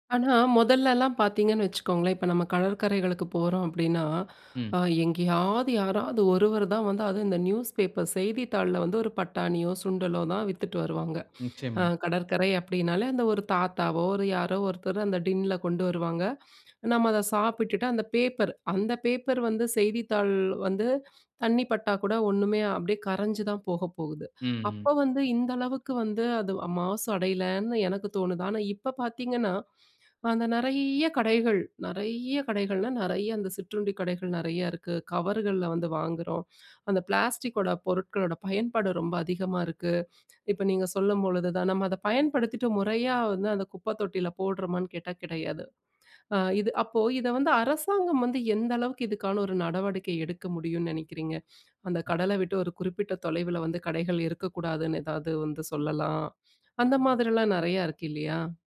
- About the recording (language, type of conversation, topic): Tamil, podcast, கடல் கரை பாதுகாப்புக்கு மக்கள் எப்படிக் கலந்து கொள்ளலாம்?
- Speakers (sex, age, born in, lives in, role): female, 35-39, India, India, host; male, 20-24, India, India, guest
- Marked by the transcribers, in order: inhale; in English: "நியூஸ் பேப்பர்"; inhale; in English: "டின்னில"; in English: "கவர்கள்ல"; inhale; in English: "பிளாஸ்டிக்கோட"; inhale; other background noise